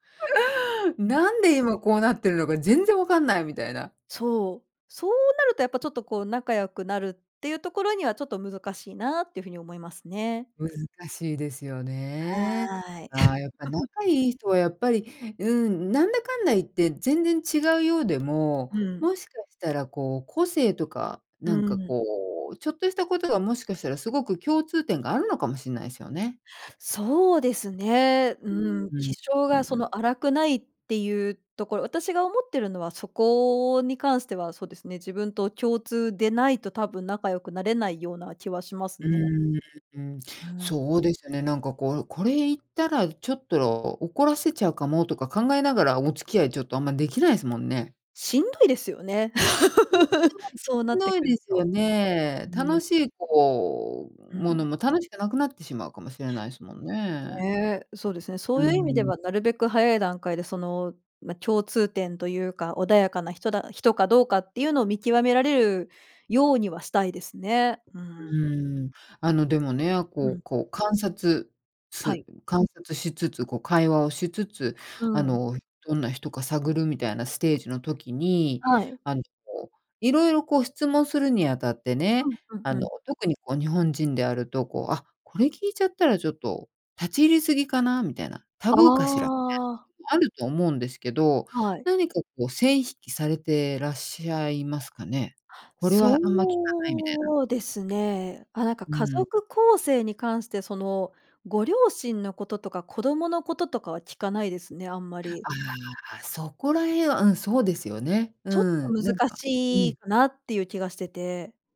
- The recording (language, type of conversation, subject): Japanese, podcast, 共通点を見つけるためには、どのように会話を始めればよいですか?
- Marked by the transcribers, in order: unintelligible speech; tapping; chuckle; other noise; unintelligible speech; laugh; drawn out: "そうですね"